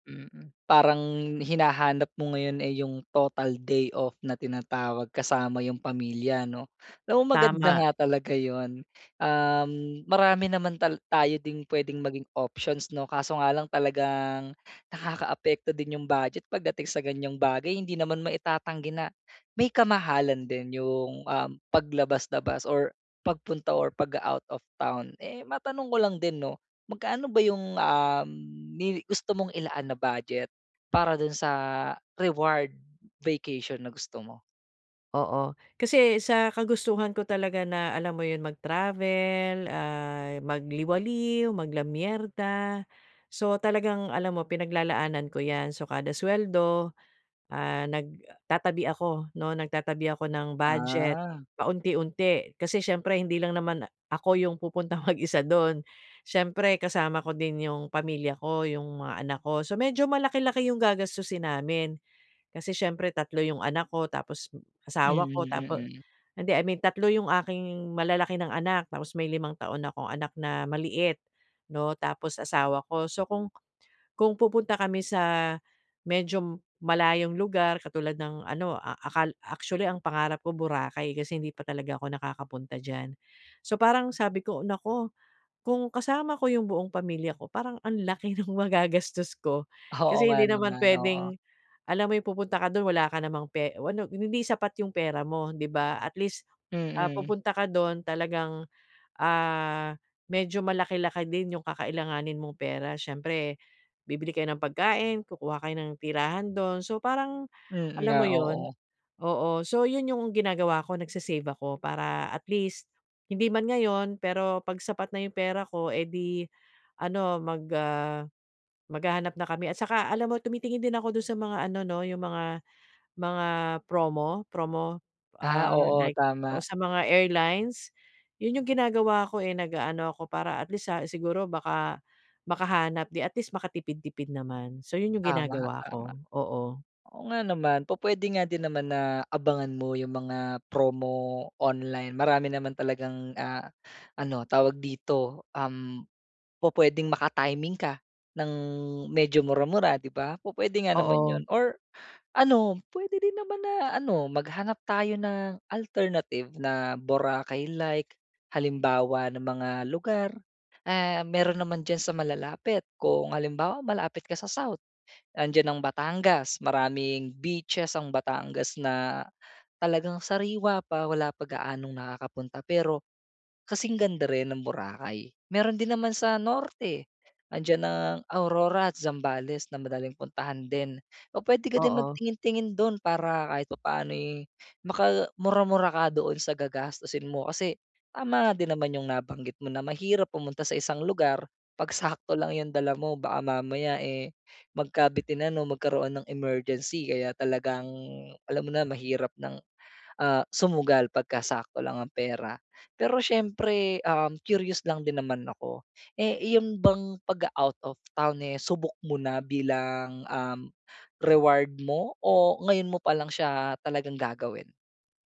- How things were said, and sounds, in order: in English: "total day off"; other background noise; tapping; in English: "reward vacation"; in English: "I mean"; in English: "alternative"; in English: "curious"; in English: "pag-o-out of town"
- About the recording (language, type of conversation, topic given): Filipino, advice, Paano ako pipili ng makabuluhang gantimpala para sa sarili ko?